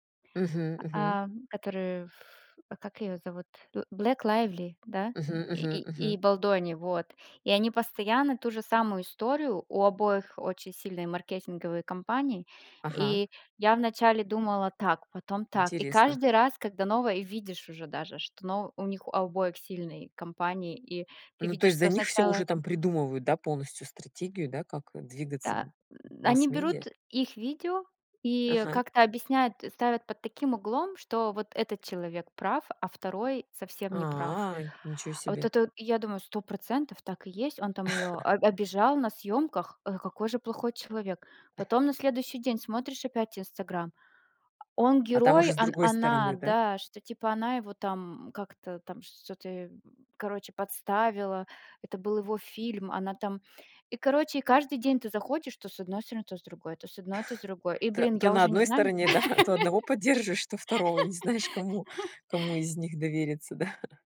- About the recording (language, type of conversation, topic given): Russian, unstructured, Почему звёзды шоу-бизнеса так часто оказываются в скандалах?
- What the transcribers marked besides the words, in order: drawn out: "А"; chuckle; chuckle; laughing while speaking: "да"; laugh; laughing while speaking: "да"; chuckle